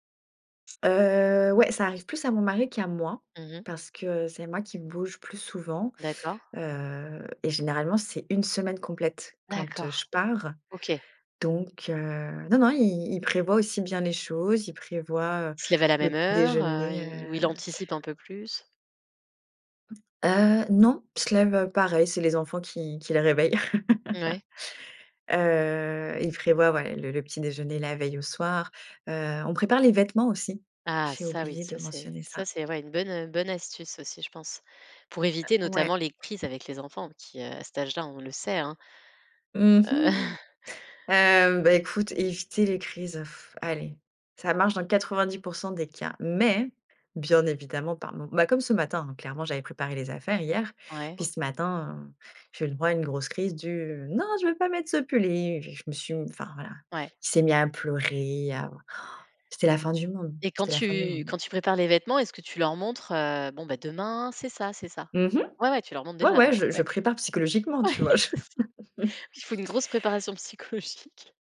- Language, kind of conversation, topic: French, podcast, Comment vous organisez-vous les matins où tout doit aller vite avant l’école ?
- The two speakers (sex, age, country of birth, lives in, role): female, 30-34, France, France, guest; female, 35-39, France, Netherlands, host
- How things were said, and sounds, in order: other background noise; drawn out: "Heu"; laugh; tapping; chuckle; sigh; stressed: "mais"; laughing while speaking: "Ouais, c'est ça"; chuckle; laughing while speaking: "psychologique"